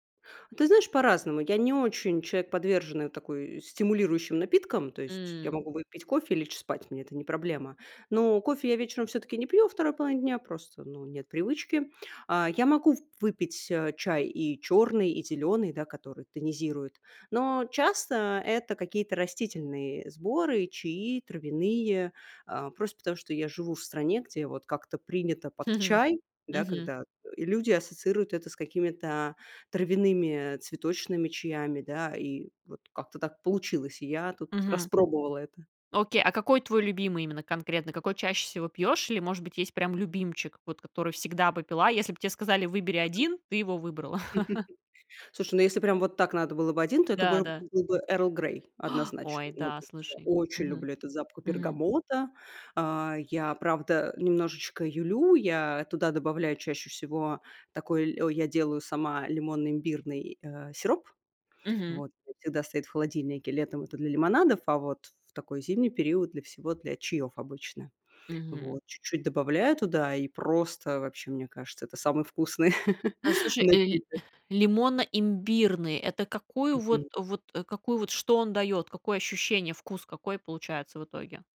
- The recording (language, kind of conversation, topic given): Russian, podcast, Что вам больше всего нравится в вечерней чашке чая?
- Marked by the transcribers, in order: laugh; laughing while speaking: "вкусный"